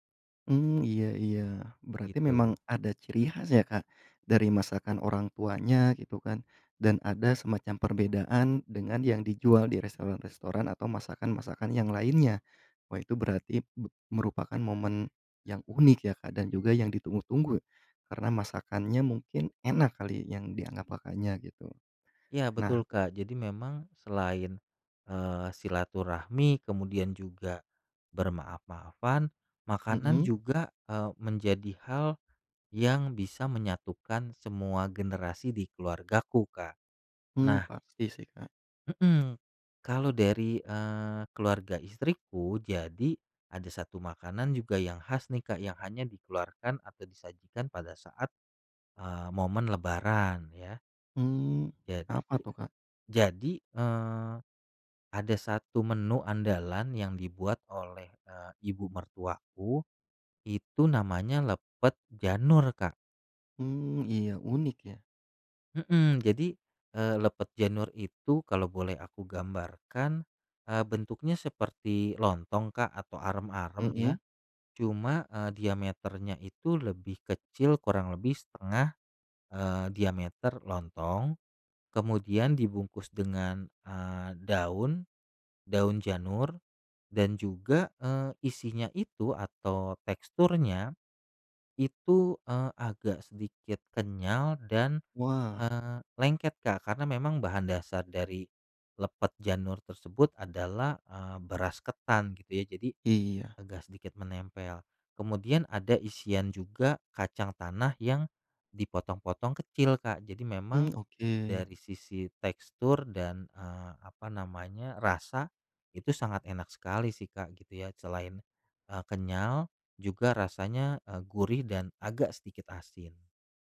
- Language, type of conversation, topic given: Indonesian, podcast, Kegiatan apa yang menyatukan semua generasi di keluargamu?
- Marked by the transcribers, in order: other background noise